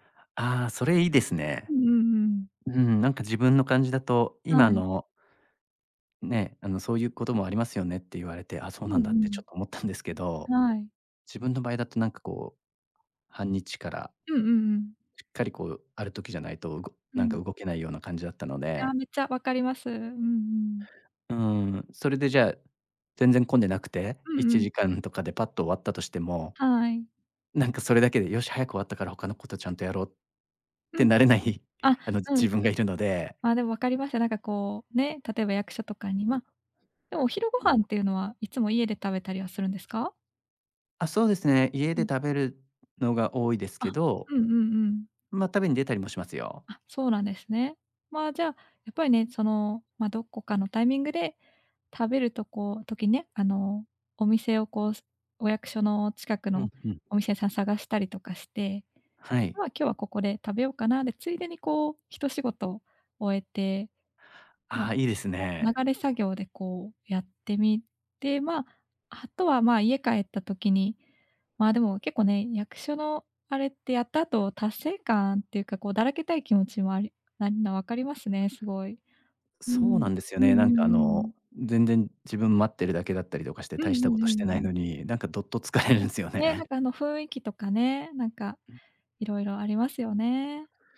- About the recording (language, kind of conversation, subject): Japanese, advice, 複数のプロジェクトを抱えていて、どれにも集中できないのですが、どうすればいいですか？
- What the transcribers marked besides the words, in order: laughing while speaking: "ってなれない"; other background noise; unintelligible speech; tapping; laughing while speaking: "どっと疲れるんすよね"; chuckle